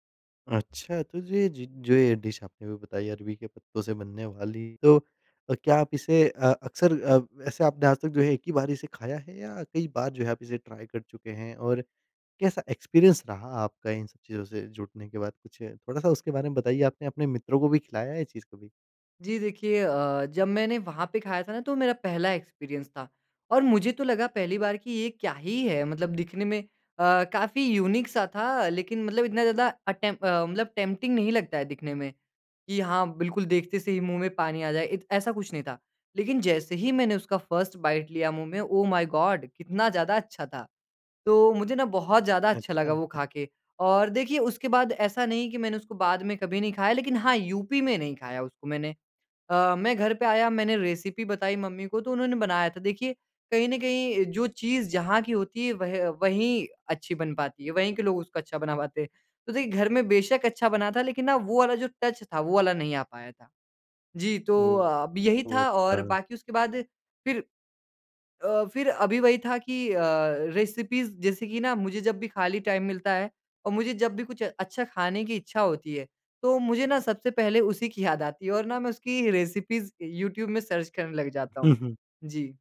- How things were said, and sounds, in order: in English: "डिश"; in English: "ट्राय"; in English: "एक्सपीरियंस"; in English: "एक्सपीरियंस"; in English: "युनीक"; in English: "अटेम्प"; in English: "टेम्प्टिंग"; in English: "फ़र्स्ट बाइट"; in English: "ओह माय गॉड!"; in English: "रेसिपी"; in English: "टच"; in English: "रेसिपीज़"; in English: "टाइम"; in English: "रेसिपीज़"; in English: "सर्च"
- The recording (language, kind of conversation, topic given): Hindi, podcast, किस जगह का खाना आपके दिल को छू गया?